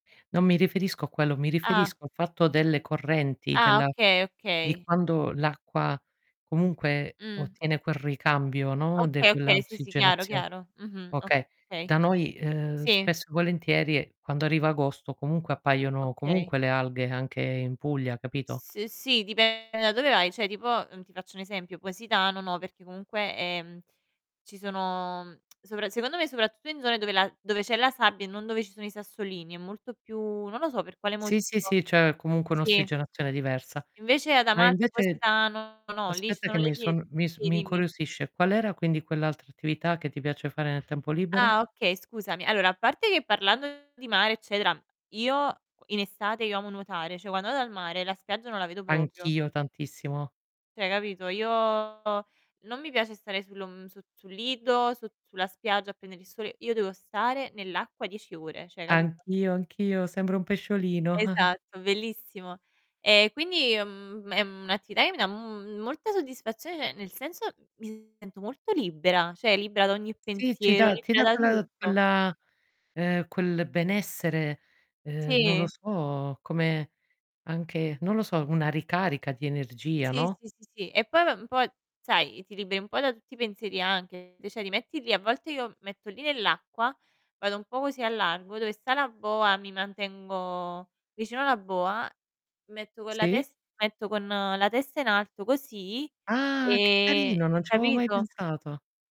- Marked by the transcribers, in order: "volentieri" said as "volentierie"; distorted speech; "Cioè" said as "ceh"; other background noise; "proprio" said as "propio"; "cioè" said as "ceh"; drawn out: "io"; "cioè" said as "ceh"; giggle; "cioè" said as "ceh"; "cioè" said as "ceh"; static; unintelligible speech; "cioè" said as "ceh"
- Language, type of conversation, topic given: Italian, unstructured, Quale attività del tempo libero ti dà più soddisfazione?